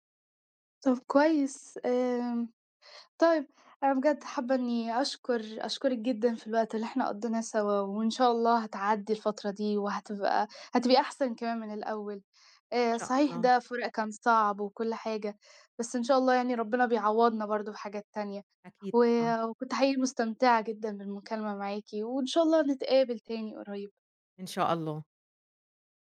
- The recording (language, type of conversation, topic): Arabic, podcast, ممكن تحكي لنا عن ذكرى عائلية عمرك ما هتنساها؟
- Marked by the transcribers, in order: none